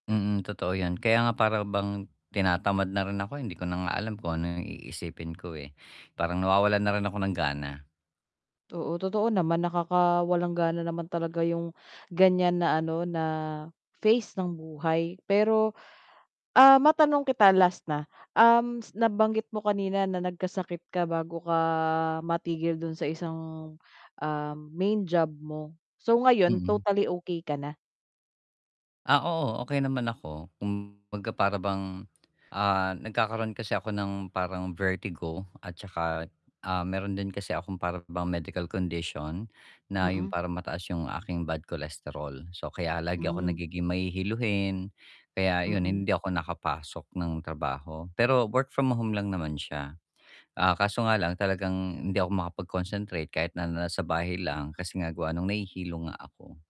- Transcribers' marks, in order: tapping; distorted speech; in English: "medical condition"
- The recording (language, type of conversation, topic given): Filipino, advice, Paano ako magpapatuloy at lalago kahit pansamantalang bumabagal ang progreso ko?